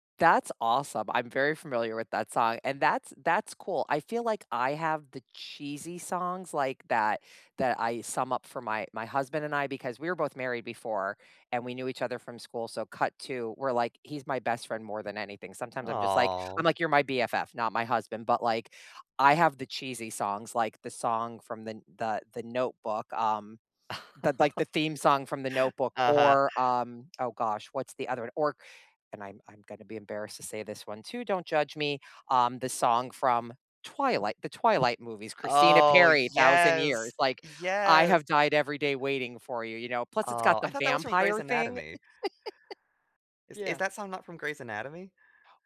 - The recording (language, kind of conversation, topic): English, unstructured, What is your current comfort show, song, or snack, and what makes it soothing for you right now?
- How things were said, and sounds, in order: other background noise; tapping; chuckle; chuckle